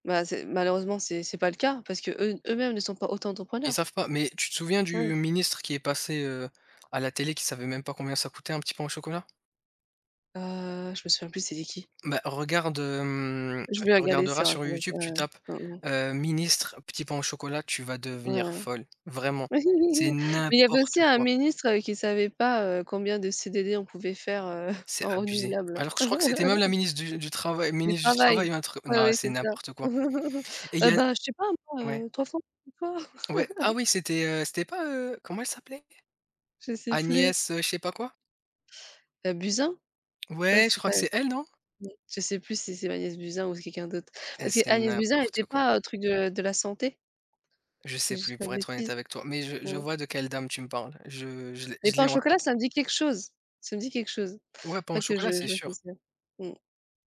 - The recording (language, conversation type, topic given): French, unstructured, Qu’est-ce qui te surprend le plus dans la politique actuelle ?
- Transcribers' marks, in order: tapping; chuckle; stressed: "n'importe quoi"; chuckle; chuckle; unintelligible speech; laugh